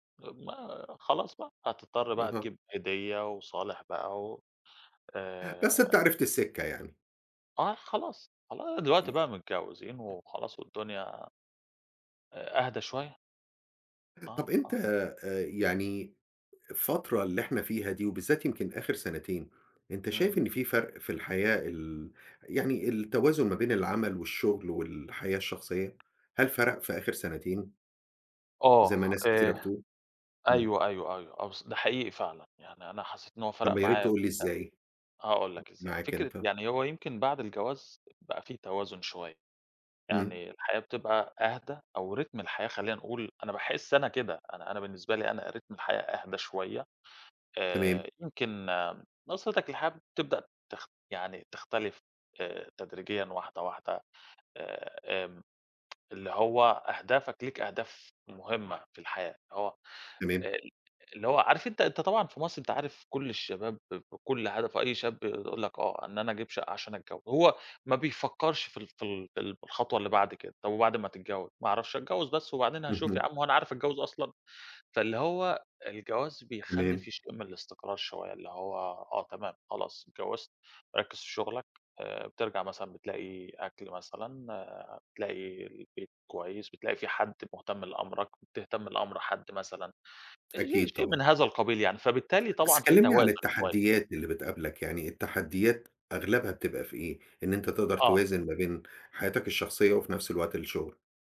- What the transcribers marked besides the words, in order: tapping; other background noise; in English: "رتم"; in English: "رتم"; tsk
- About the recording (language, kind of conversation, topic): Arabic, podcast, إزاي بتوازن بين الشغل وحياتك الشخصية؟